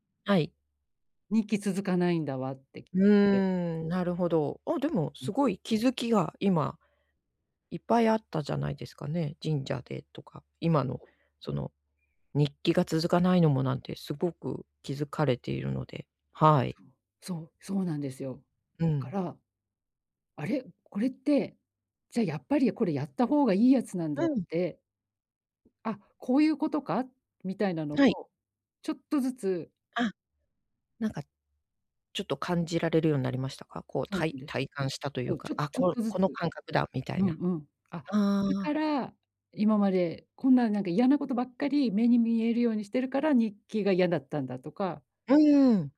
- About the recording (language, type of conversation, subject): Japanese, advice, 日常で気づきと感謝を育てるにはどうすればよいですか？
- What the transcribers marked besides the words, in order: none